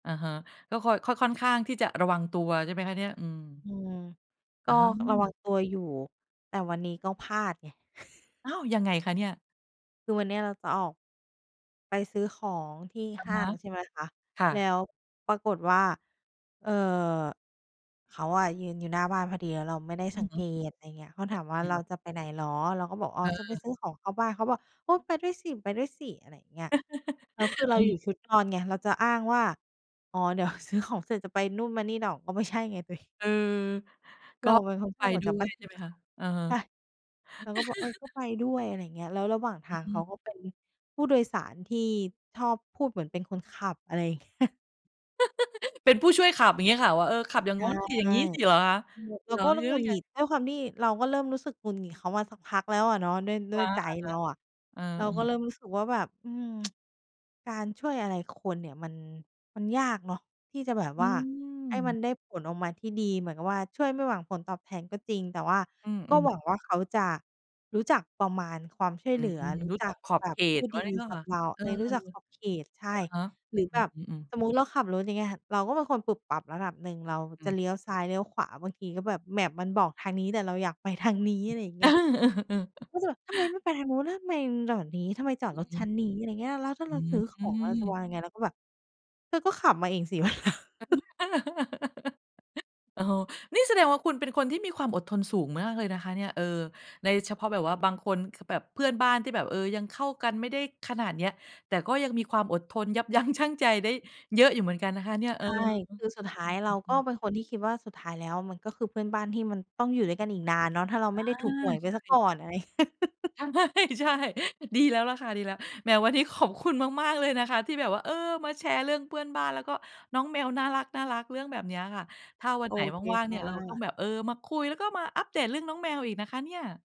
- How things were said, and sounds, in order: other background noise; chuckle; laugh; laughing while speaking: "เดี๋ยว"; laughing while speaking: "ตัวเอง"; unintelligible speech; laugh; laughing while speaking: "เงี้ย"; laugh; unintelligible speech; "เหรอ" said as "เหยอ"; "แล้วไง" said as "แย้วไย"; tsk; unintelligible speech; in English: "map"; laughing while speaking: "ทาง"; laughing while speaking: "วันหลัง"; laugh; chuckle; laughing while speaking: "ยั้งชั่ง"; laugh; laughing while speaking: "ใช่ ๆ"; laughing while speaking: "มาก ๆ เลย"; laughing while speaking: "แมว"
- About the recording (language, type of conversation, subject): Thai, podcast, คุณคิดอย่างไรกับการช่วยเหลือเพื่อนบ้านโดยไม่หวังผลตอบแทน?